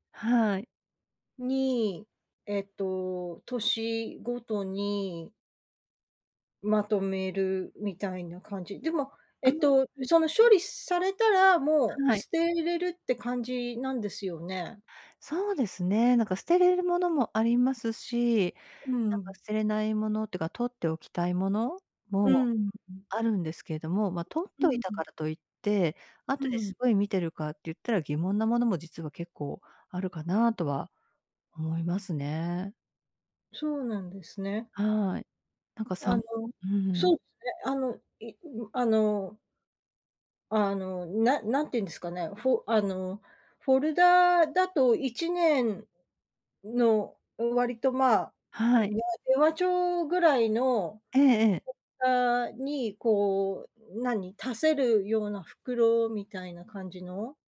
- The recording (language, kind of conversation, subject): Japanese, advice, 家でなかなかリラックスできないとき、どうすれば落ち着けますか？
- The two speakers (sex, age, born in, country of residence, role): female, 55-59, Japan, United States, advisor; female, 55-59, Japan, United States, user
- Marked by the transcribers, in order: other noise; other background noise; unintelligible speech